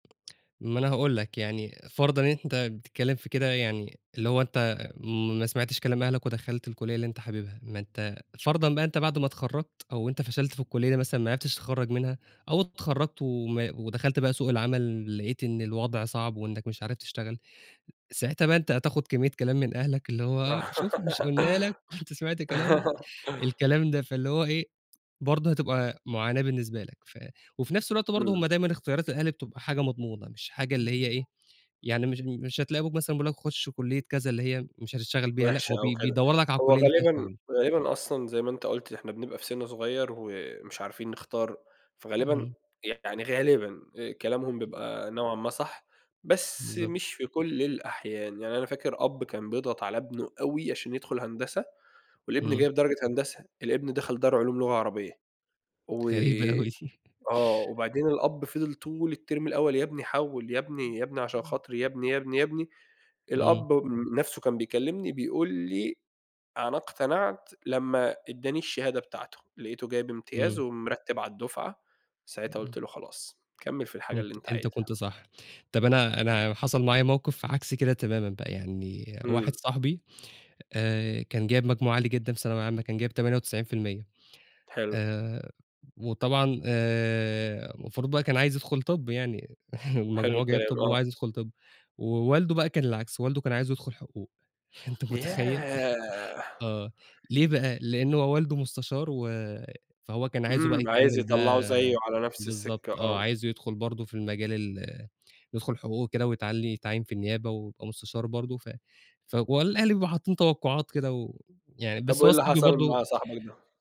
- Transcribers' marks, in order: giggle; unintelligible speech; tapping; in English: "التِرم"; laugh; chuckle; laughing while speaking: "أنت متخيّل!"; "ويتعيّن-" said as "يتعلي"
- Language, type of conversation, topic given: Arabic, podcast, إزاي بتتعامل مع توقعات أهلك بخصوص شغلك ومسؤولياتك؟